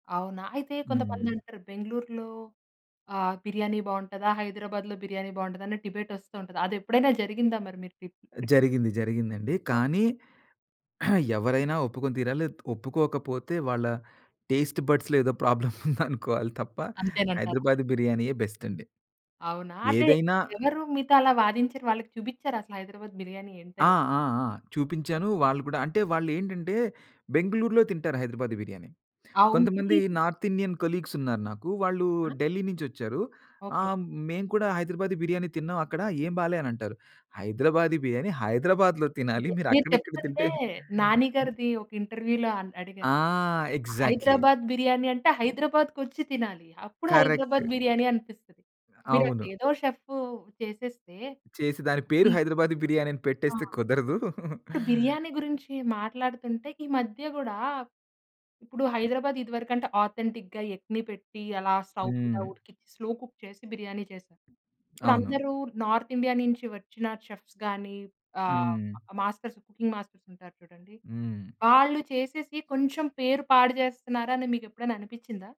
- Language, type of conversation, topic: Telugu, podcast, మీరు ప్రయత్నించిన స్థానిక వంటకాలలో మరిచిపోలేని అనుభవం ఏది?
- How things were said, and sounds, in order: other background noise; in English: "డిబెట్"; unintelligible speech; tapping; throat clearing; "లేకపోతే" said as "లేతే"; in English: "టేస్ట్ బడ్స్‌లో"; laughing while speaking: "ఏదో ప్రాబ్లమ్ ఉందనుకోవాలి తప్ప"; in English: "ప్రాబ్లమ్"; in English: "బెస్ట్"; other noise; in English: "నార్త్ ఇండియన్ కొలీగ్స్"; laughing while speaking: "అక్కడిక్కడ తింటే"; in English: "ఇంటర్వ్‌లో"; in English: "ఎగ్జాక్ట్‌లి"; laughing while speaking: "పెట్టేస్తే కుదరదు"; in English: "ఆథెంటిక్‌గా, ఎగ్‌ని"; in English: "స్టోవ్"; in English: "స్లో కుక్"; in English: "నార్త్ ఇండియా"; in English: "చెఫ్స్‌గాని"; in English: "మాస్టర్స్ కుకింగ్ మాస్టర్స్"